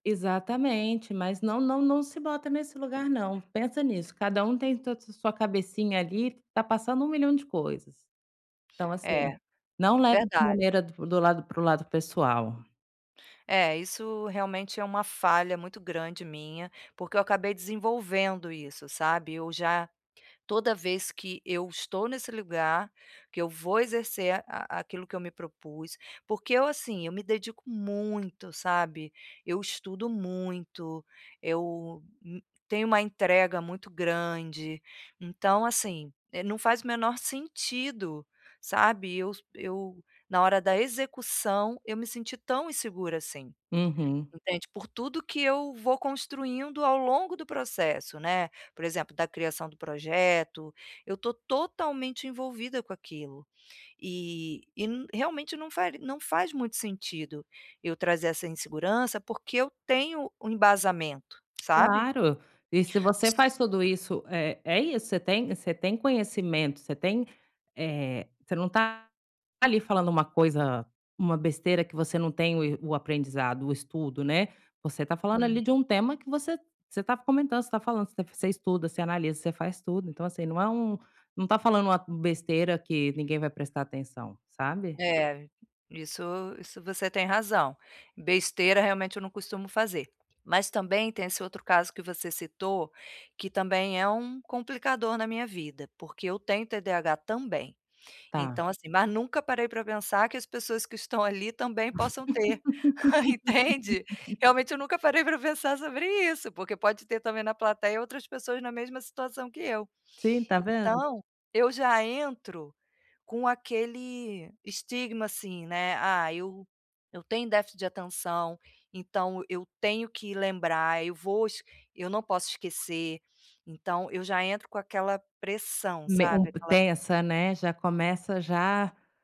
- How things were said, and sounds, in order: tapping; other background noise; laugh; laughing while speaking: "entende"
- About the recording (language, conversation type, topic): Portuguese, advice, Como posso diminuir a voz crítica interna que me atrapalha?